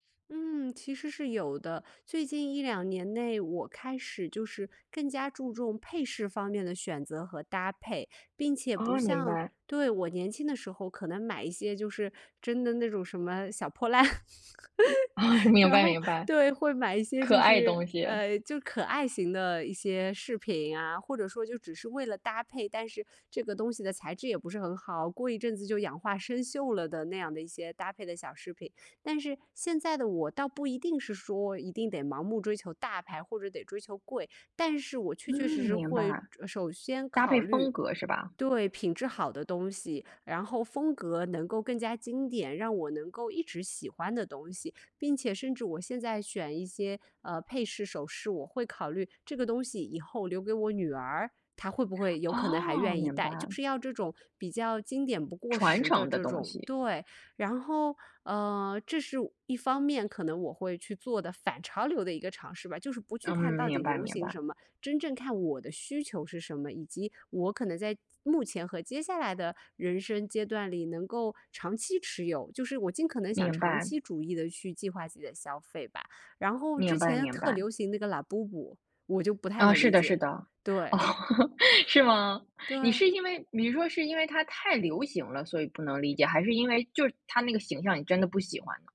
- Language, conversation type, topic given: Chinese, podcast, 如何在追随潮流的同时保持真实的自己？
- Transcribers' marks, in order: laugh; laughing while speaking: "哦"; laugh